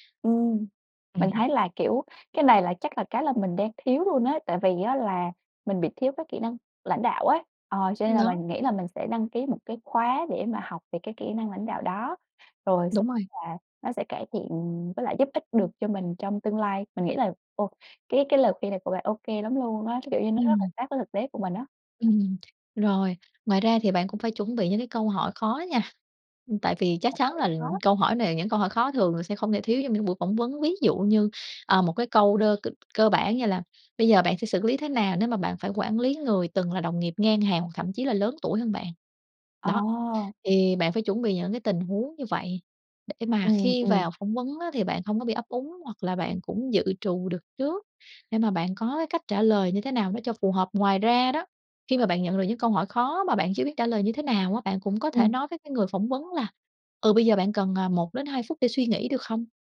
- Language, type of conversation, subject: Vietnamese, advice, Bạn nên chuẩn bị như thế nào cho buổi phỏng vấn thăng chức?
- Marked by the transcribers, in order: tapping